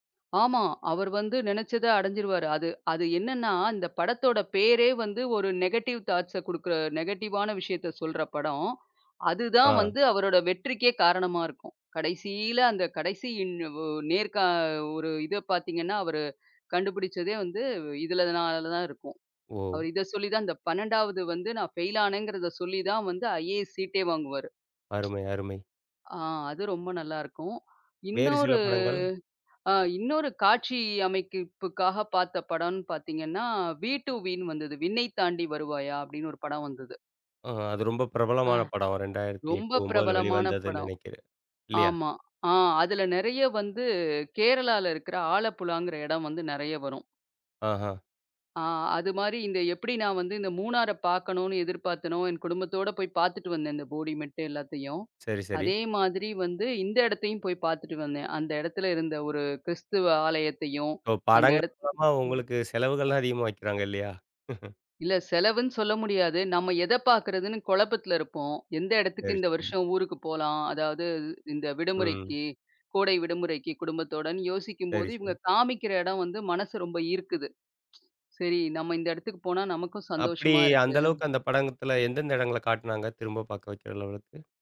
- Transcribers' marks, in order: in English: "நெகடிவ் தாட்ஸ"; in English: "நெகடிவான"; "இதுனால" said as "இதுலதனால"; in English: "ஃபெயில்"; in English: "ஐஏஎஸ்"; tapping; "அமைப்புக்காக" said as "அமைக்குப்புக்காக"; in English: "வீ டூ வீன்னு"; other noise; laughing while speaking: "இல்லையா?"; other background noise; in English: "லெவலுக்கு"
- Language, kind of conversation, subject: Tamil, podcast, மறுபடியும் பார்க்கத் தூண்டும் திரைப்படங்களில் பொதுவாக என்ன அம்சங்கள் இருக்கும்?